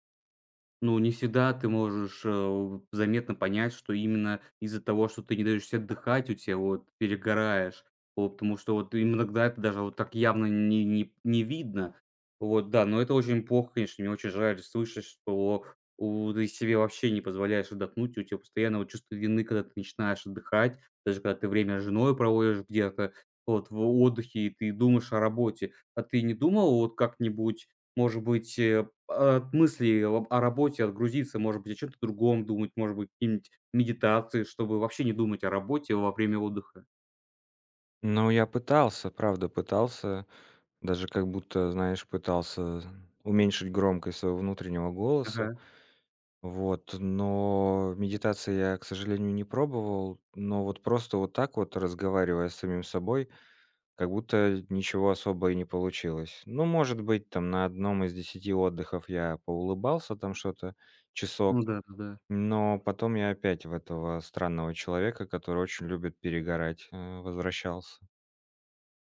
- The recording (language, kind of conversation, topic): Russian, advice, Как чувство вины во время перерывов мешает вам восстановить концентрацию?
- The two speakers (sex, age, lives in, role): male, 20-24, Estonia, advisor; male, 35-39, Estonia, user
- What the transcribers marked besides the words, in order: other background noise